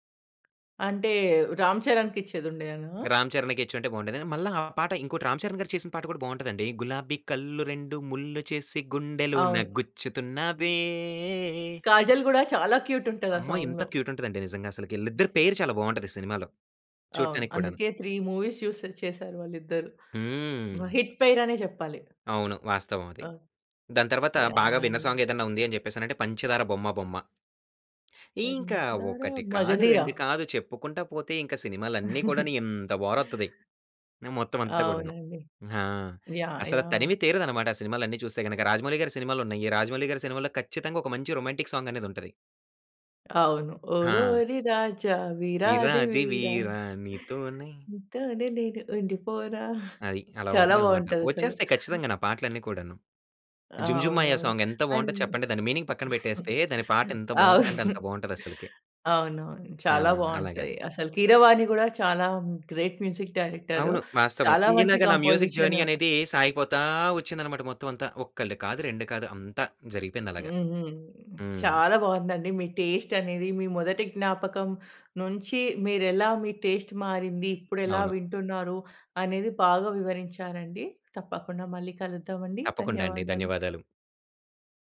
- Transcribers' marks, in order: singing: "గులాబీ కళ్ళు రెండు ముళ్ళు చేసి గుండెలోన గుచ్చుతున్నావే"; in English: "క్యూట్"; in English: "సాంగ్‌లో"; in English: "క్యూట్"; giggle; in English: "పెయిర్"; in English: "హిట్ పెయిర్"; in English: "యాహ్! యాహ్!"; in English: "సాంగ్"; singing: "పంచదార"; giggle; in English: "యాహ్! యాహ్!"; other background noise; in English: "రొమాంటిక్ సాంగ్"; singing: "ఓరోరి రాజా వీరాది వీరా నీతోనే నేను ఉండిపోన!"; singing: "విరాది వీరా! నీతోనే"; giggle; in English: "అండ్"; in English: "మీనింగ్"; chuckle; in English: "గ్రేట్ మ్యూజిక్ డైరెక్టర్"; in English: "మ్యూజిక్ జర్నీ"; in English: "టేస్ట్"; in English: "టేస్ట్"; tapping
- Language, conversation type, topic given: Telugu, podcast, మీకు గుర్తున్న మొదటి సంగీత జ్ఞాపకం ఏది, అది మీపై ఎలా ప్రభావం చూపింది?